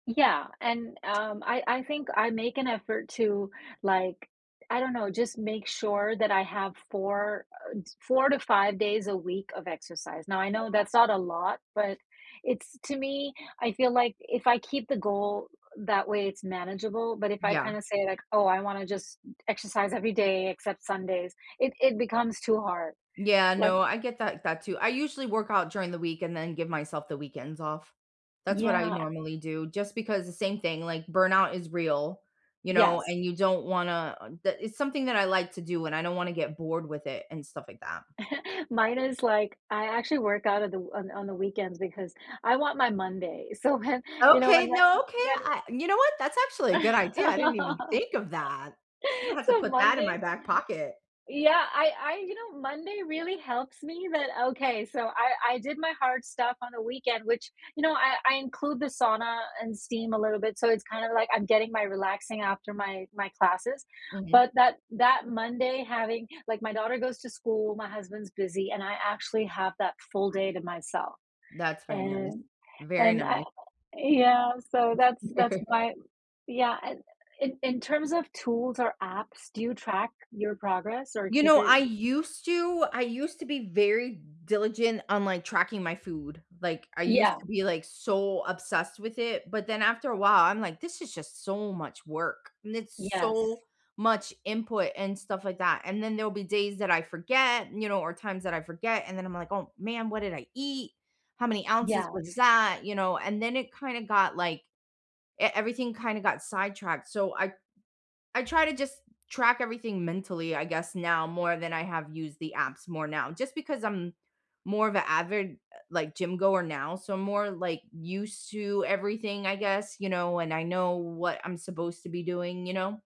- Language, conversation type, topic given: English, unstructured, How do you stay motivated to exercise regularly?
- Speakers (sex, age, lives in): female, 40-44, United States; female, 50-54, United States
- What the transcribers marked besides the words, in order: tapping; other background noise; chuckle; laughing while speaking: "so when"; laugh; chuckle